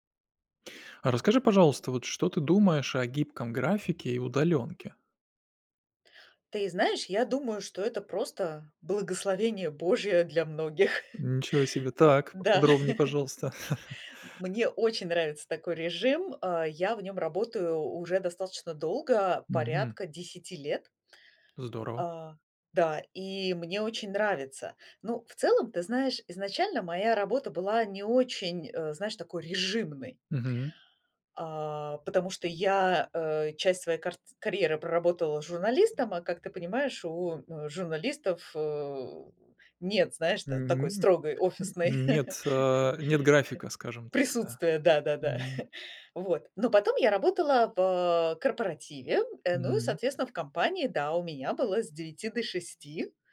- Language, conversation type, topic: Russian, podcast, Что вы думаете о гибком графике и удалённой работе?
- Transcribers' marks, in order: chuckle; laugh; tapping; stressed: "режимной"; laugh; chuckle